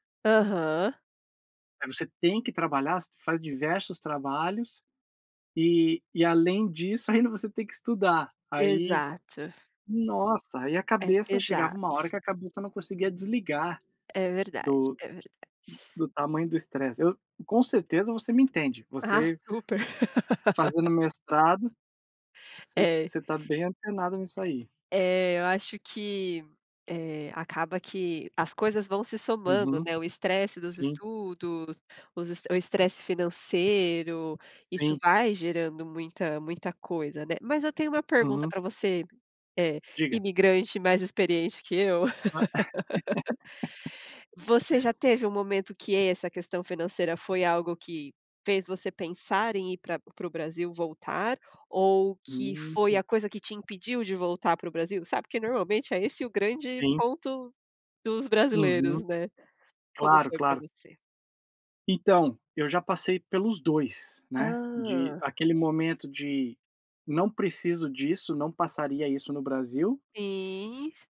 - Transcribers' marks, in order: laugh; other background noise; chuckle; laugh; tapping
- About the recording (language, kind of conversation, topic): Portuguese, unstructured, Você já passou por momentos em que o dinheiro era uma fonte de estresse constante?